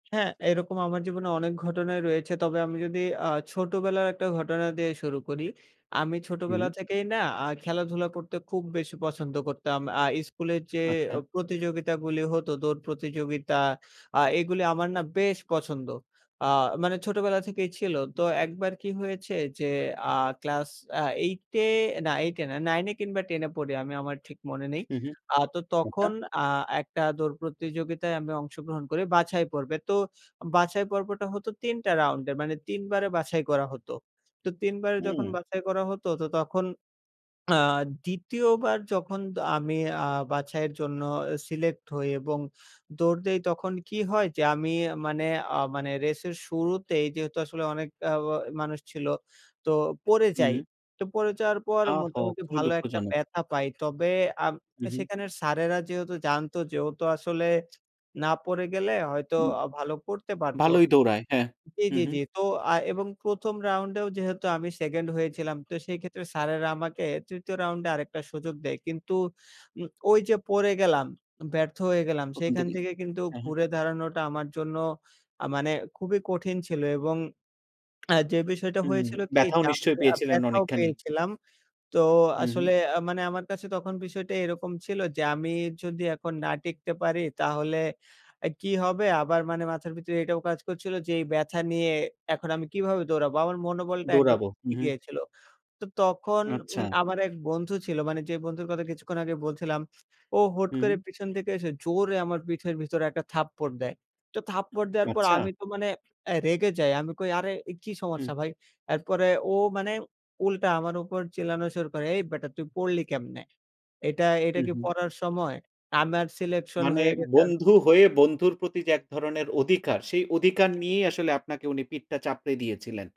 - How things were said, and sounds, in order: other background noise; lip smack
- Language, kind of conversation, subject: Bengali, podcast, ব্যর্থতার পর আত্মবিশ্বাস ফিরিয়ে আনতে তোমার সবচেয়ে কার্যকর কৌশল কোনটি?